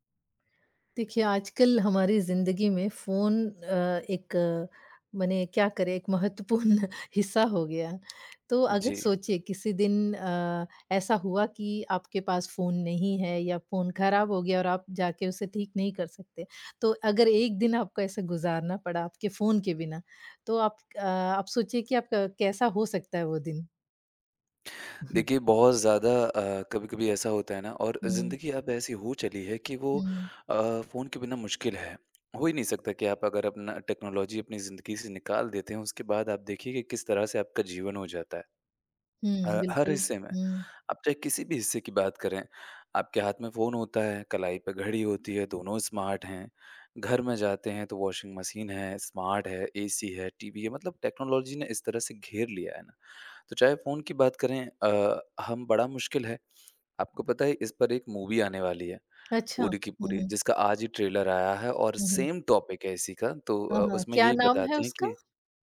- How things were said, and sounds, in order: laughing while speaking: "महत्वपूर्ण"; other background noise; tapping; chuckle; in English: "टेक्नोलॉजी"; in English: "स्मार्ट"; in English: "स्मार्ट"; in English: "टेक्नोलॉजी"; in English: "मूवी"; in English: "सेम टॉपिक"
- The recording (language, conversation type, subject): Hindi, podcast, फोन के बिना आपका एक दिन कैसे बीतता है?